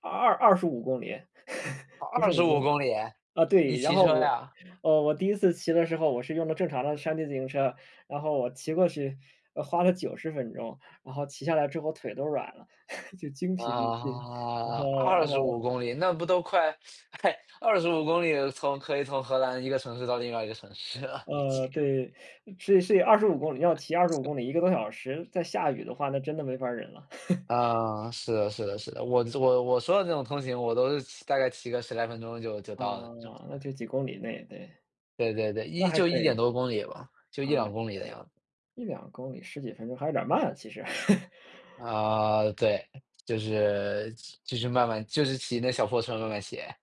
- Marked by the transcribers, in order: chuckle; chuckle; teeth sucking; laughing while speaking: "诶"; laughing while speaking: "市了已经"; laugh; chuckle; other background noise; chuckle; unintelligible speech; chuckle
- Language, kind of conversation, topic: Chinese, unstructured, 你怎么看最近的天气变化？